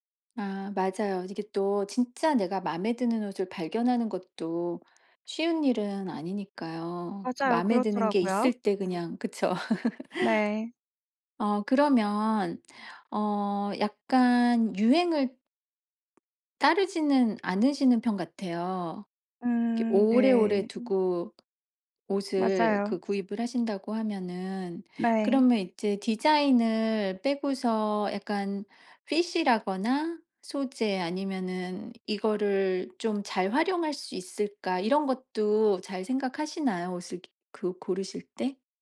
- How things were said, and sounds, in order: laugh
- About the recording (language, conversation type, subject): Korean, podcast, 예산이 제한될 때 옷을 고르는 기준은 무엇인가요?